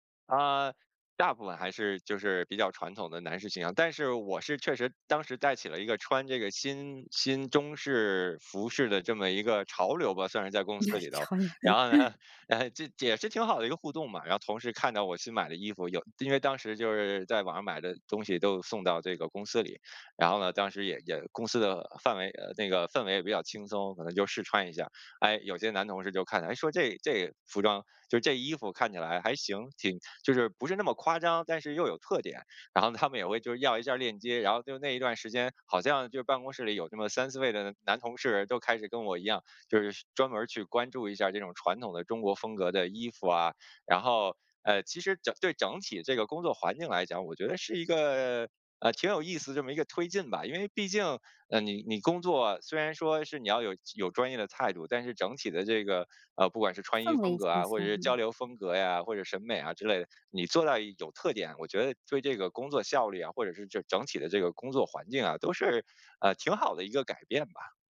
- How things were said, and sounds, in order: other background noise; chuckle; laughing while speaking: "潮流"; chuckle; laughing while speaking: "他们"
- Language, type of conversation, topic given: Chinese, podcast, 你能分享一次改变形象的经历吗？